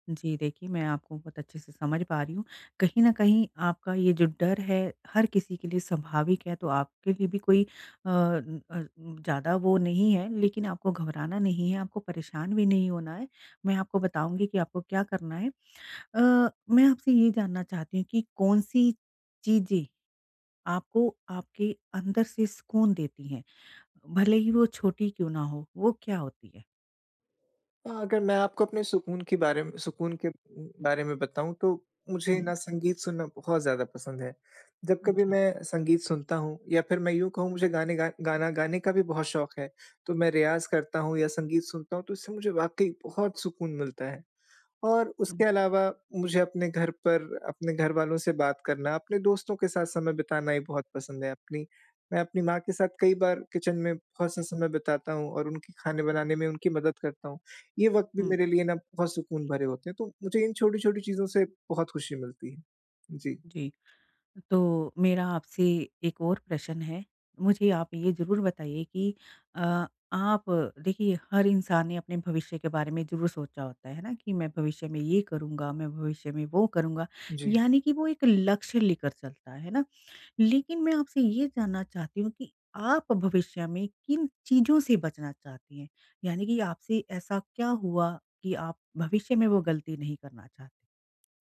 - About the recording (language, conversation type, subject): Hindi, advice, मैं अपने जीवन की प्राथमिकताएँ और समय का प्रबंधन कैसे करूँ ताकि भविष्य में पछतावा कम हो?
- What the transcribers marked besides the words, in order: in English: "किचन"